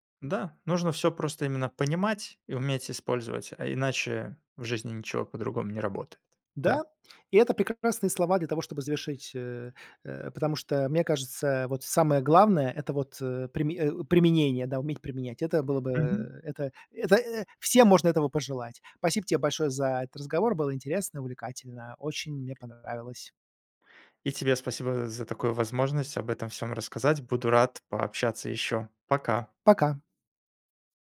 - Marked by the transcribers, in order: tapping
- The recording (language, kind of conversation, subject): Russian, podcast, Как в вашей семье относились к учёбе и образованию?
- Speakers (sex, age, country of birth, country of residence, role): male, 30-34, Belarus, Poland, guest; male, 45-49, Russia, United States, host